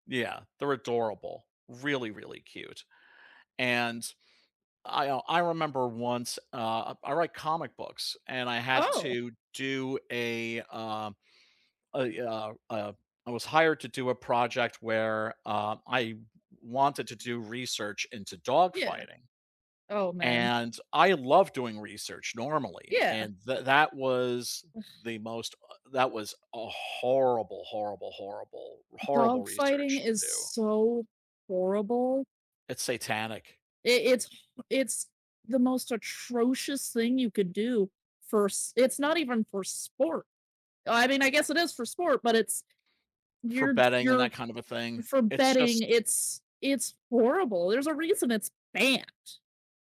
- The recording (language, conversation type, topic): English, unstructured, What do you think about adopting pets from shelters?
- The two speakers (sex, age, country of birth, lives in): female, 20-24, United States, United States; male, 55-59, United States, United States
- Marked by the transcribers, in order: background speech; other background noise